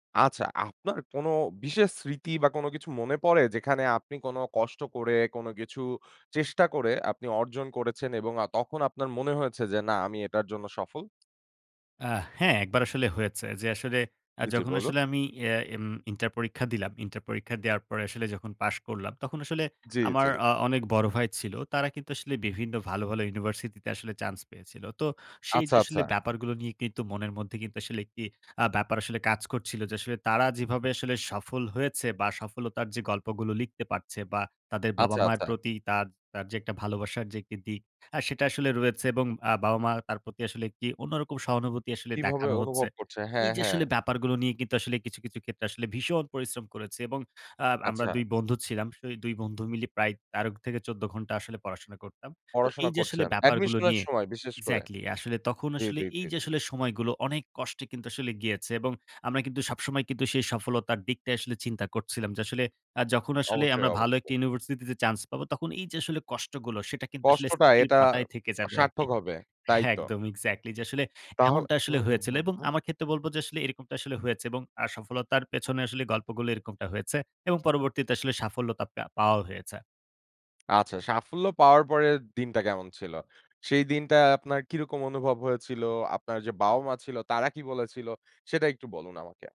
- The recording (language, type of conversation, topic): Bengali, podcast, আসলে সফলতা আপনার কাছে কী মানে?
- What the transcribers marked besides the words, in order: in English: "Admission"; in English: "Exactly"; in English: "Exactly"